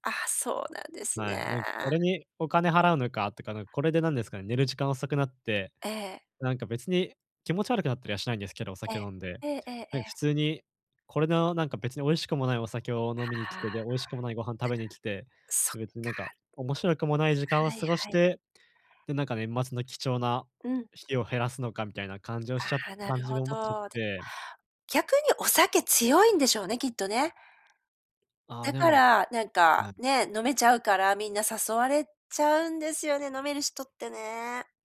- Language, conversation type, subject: Japanese, advice, パーティーで気まずさを感じたとき、どう乗り越えればいいですか？
- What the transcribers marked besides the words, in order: none